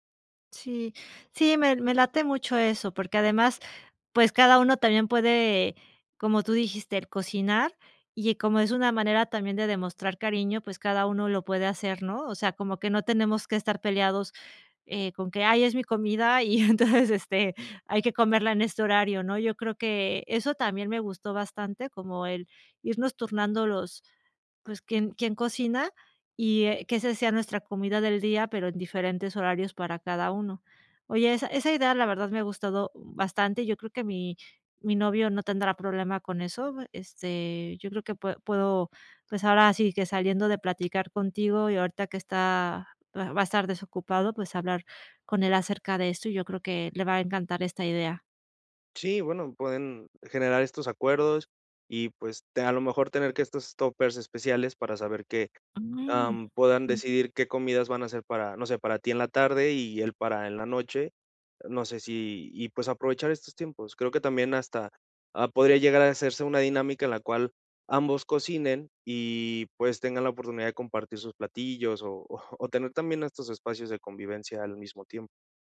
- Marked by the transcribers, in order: laughing while speaking: "y entonces, este"; laughing while speaking: "o"
- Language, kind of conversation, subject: Spanish, advice, ¿Cómo podemos manejar las peleas en pareja por hábitos alimenticios distintos en casa?